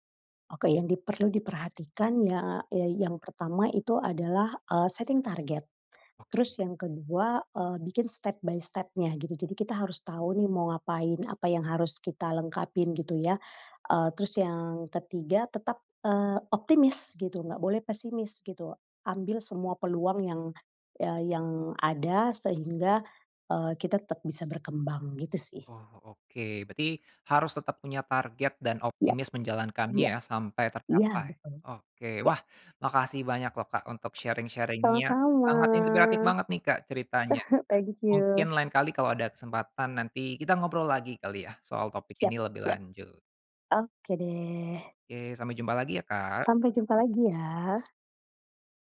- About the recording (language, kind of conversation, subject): Indonesian, podcast, Bagaimana kita menyeimbangkan ambisi dan kualitas hidup saat mengejar kesuksesan?
- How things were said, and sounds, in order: in English: "setting"; in English: "step by step-nya"; other background noise; in English: "sharing-sharing-nya"; chuckle